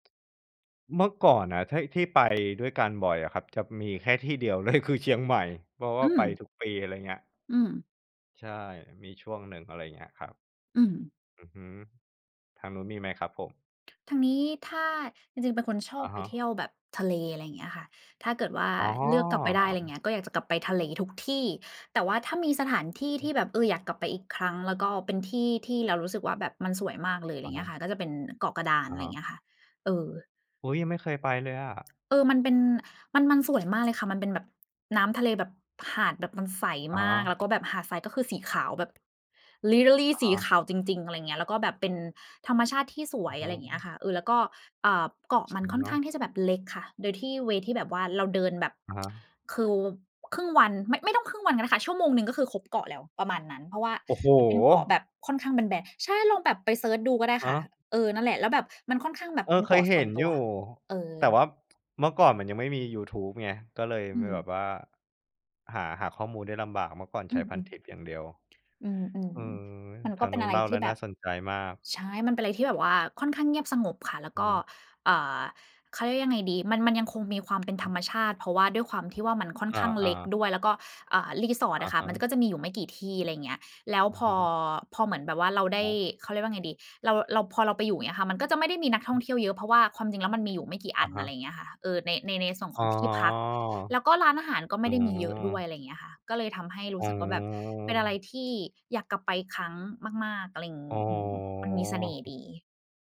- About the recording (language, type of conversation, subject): Thai, unstructured, สถานที่ไหนที่คุณอยากกลับไปอีกครั้ง และเพราะอะไร?
- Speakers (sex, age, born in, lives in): female, 30-34, Thailand, Thailand; male, 35-39, Thailand, Thailand
- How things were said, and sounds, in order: tapping; other background noise; laughing while speaking: "เลย"; in English: "Literally"; in English: "เวย์"; background speech; drawn out: "อ๋อ"; drawn out: "อ๋อ"; drawn out: "อ๋อ"